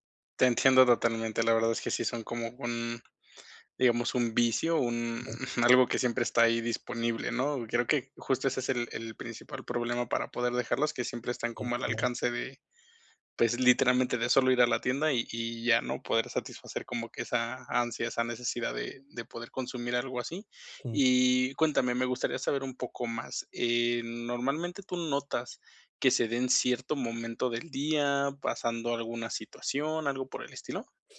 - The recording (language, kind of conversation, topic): Spanish, advice, ¿Cómo puedo equilibrar el consumo de azúcar en mi dieta para reducir la ansiedad y el estrés?
- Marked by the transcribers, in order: other background noise